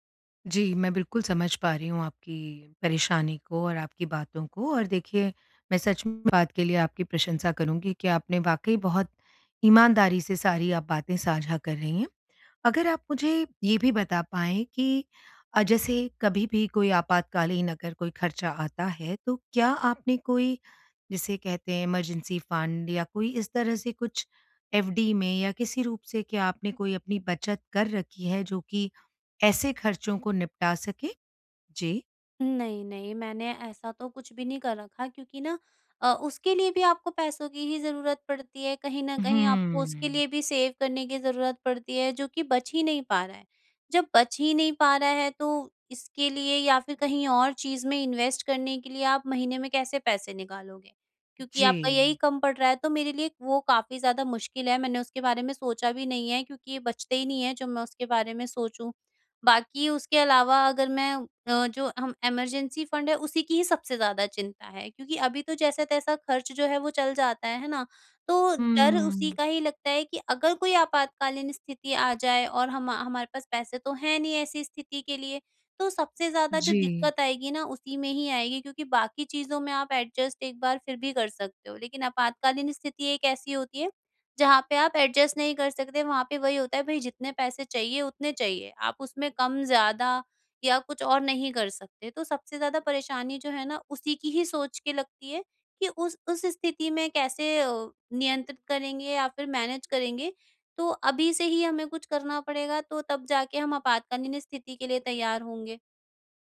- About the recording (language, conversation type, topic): Hindi, advice, आर्थिक अनिश्चितता में अनपेक्षित पैसों के झटकों से कैसे निपटूँ?
- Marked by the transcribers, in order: in English: "इमरजेंसी फंड"; in English: "एफडी"; in English: "सेव"; in English: "इन्वेस्ट"; in English: "इमरजेंसी फंड"; in English: "एडज़स्ट"; in English: "एडज़स्ट"; in English: "मैनेज़"; "आपातकालीन" said as "आपातकनिनी"